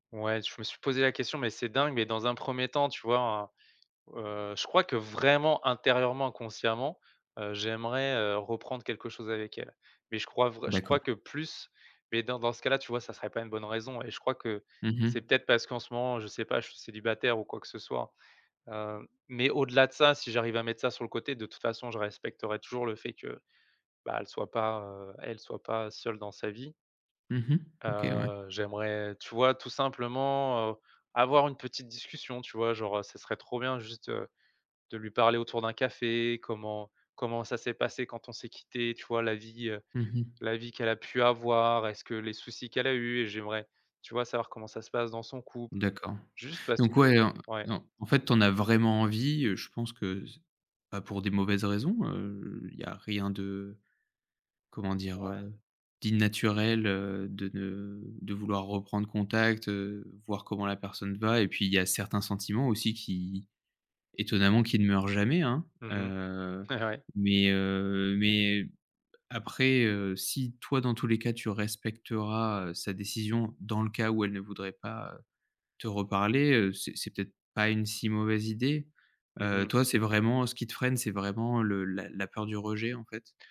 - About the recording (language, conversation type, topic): French, advice, Pourquoi est-il si difficile de couper les ponts sur les réseaux sociaux ?
- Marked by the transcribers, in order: stressed: "vraiment"; stressed: "vraiment"; laughing while speaking: "Et"